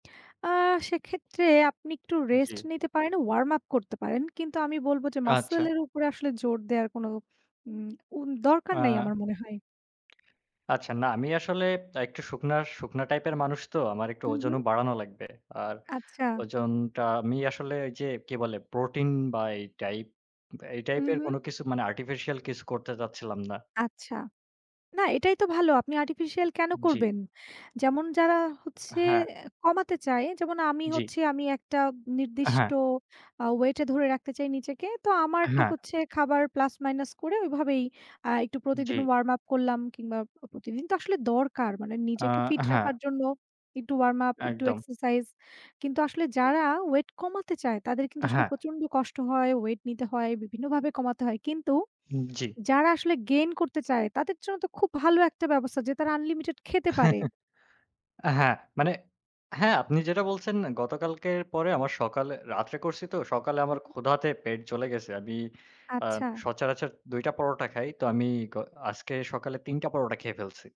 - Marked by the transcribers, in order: other background noise; tapping; in English: "Muscle"; in English: "Gain"; chuckle
- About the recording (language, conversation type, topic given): Bengali, unstructured, শরীরচর্চা করলে মনও ভালো থাকে কেন?